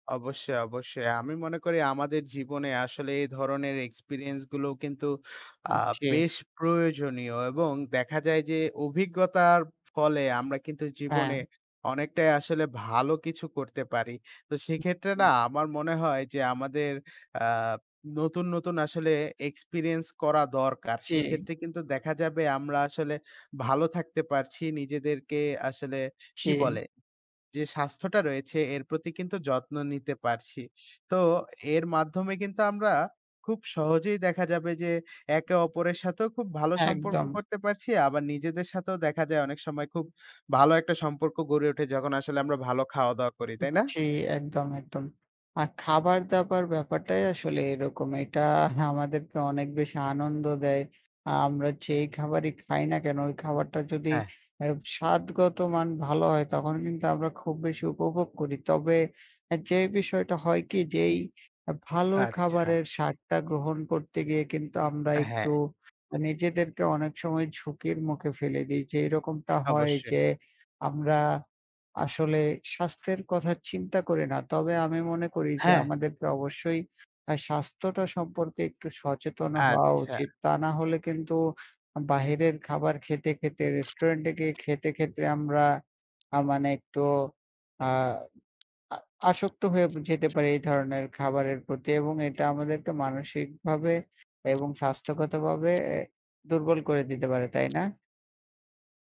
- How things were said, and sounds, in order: other background noise; scoff; tapping
- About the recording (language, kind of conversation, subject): Bengali, unstructured, তুমি কি প্রায়ই রেস্তোরাঁয় খেতে যাও, আর কেন বা কেন না?